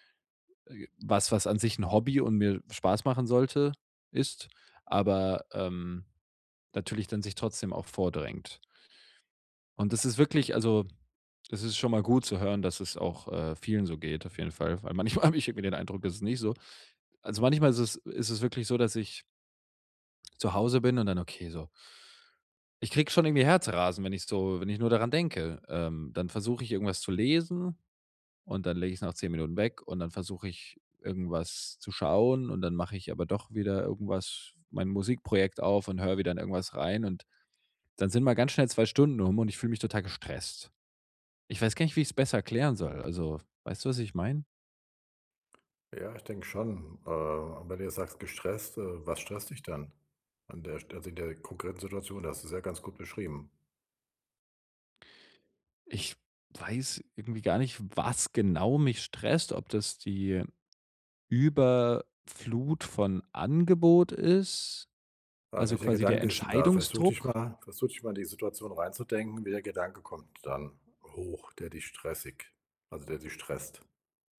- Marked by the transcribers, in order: laughing while speaking: "Weil manchmal habe ich"
- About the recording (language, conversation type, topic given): German, advice, Wie kann ich zu Hause entspannen, wenn ich nicht abschalten kann?
- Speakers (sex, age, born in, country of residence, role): male, 25-29, Germany, Germany, user; male, 60-64, Germany, Germany, advisor